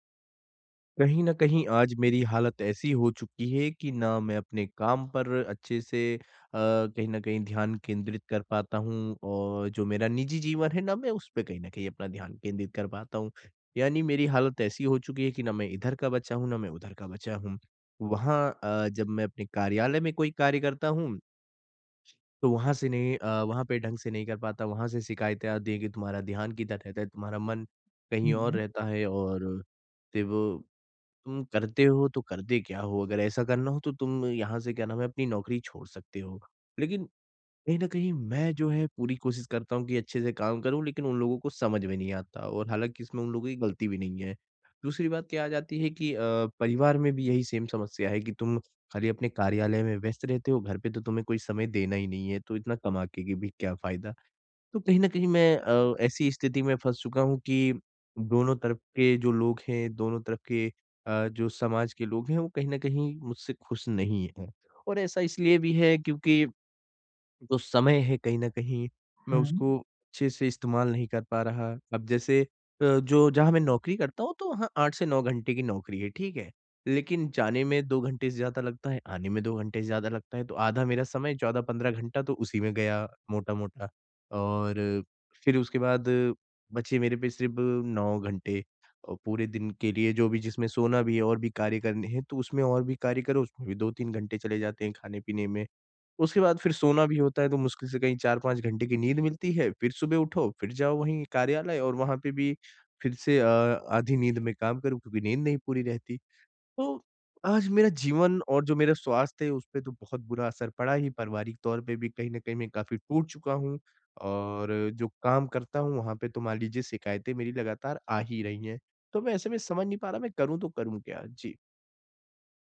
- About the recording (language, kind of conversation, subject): Hindi, advice, मैं काम और निजी जीवन में संतुलन कैसे बना सकता/सकती हूँ?
- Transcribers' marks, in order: in English: "सेम"